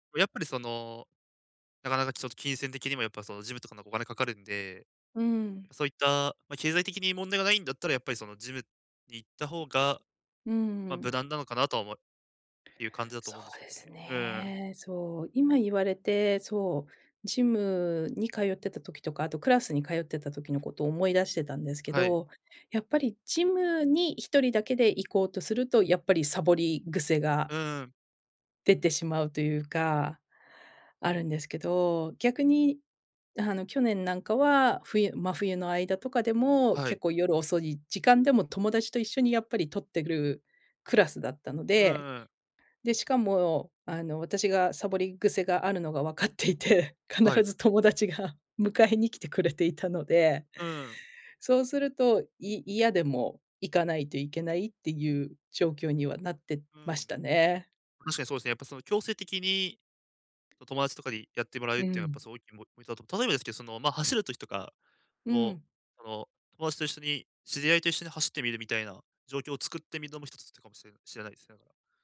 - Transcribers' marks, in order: laughing while speaking: "わかっていて、必ず友達が迎えに来てくれていたので"
- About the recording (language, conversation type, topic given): Japanese, advice, やる気が出ないとき、どうすれば物事を続けられますか？